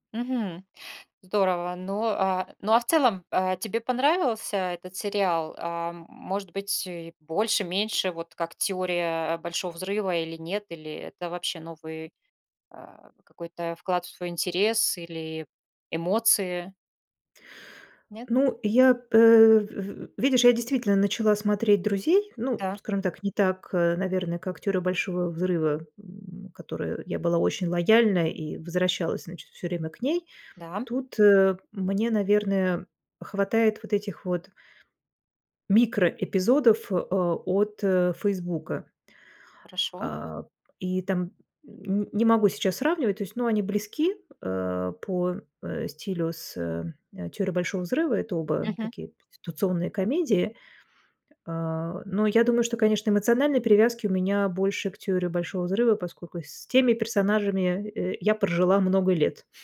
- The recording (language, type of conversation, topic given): Russian, podcast, Как соцсети меняют то, что мы смотрим и слушаем?
- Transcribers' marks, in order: none